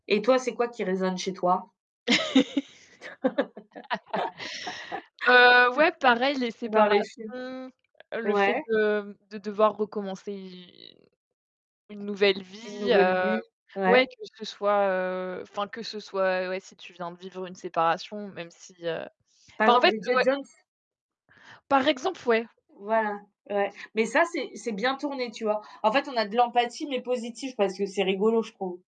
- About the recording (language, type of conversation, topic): French, unstructured, Quel film vous a fait ressentir le plus d’empathie pour des personnages en difficulté ?
- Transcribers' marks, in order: chuckle; laugh; distorted speech; tapping; other background noise